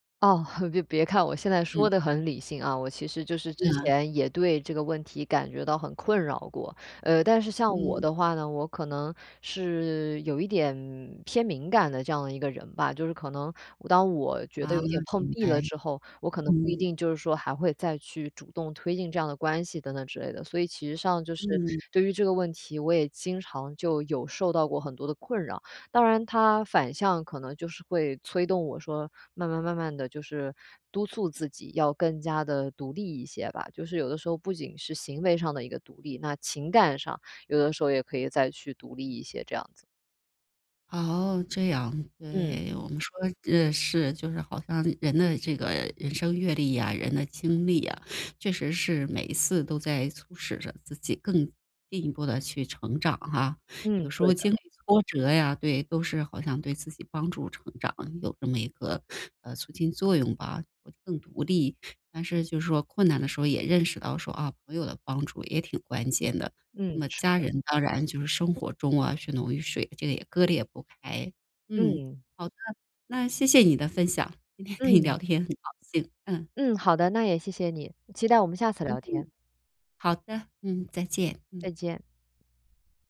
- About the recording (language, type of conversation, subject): Chinese, podcast, 在面临困难时，来自家人还是朋友的支持更关键？
- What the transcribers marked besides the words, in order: laugh; laughing while speaking: "今天跟你聊天"; other background noise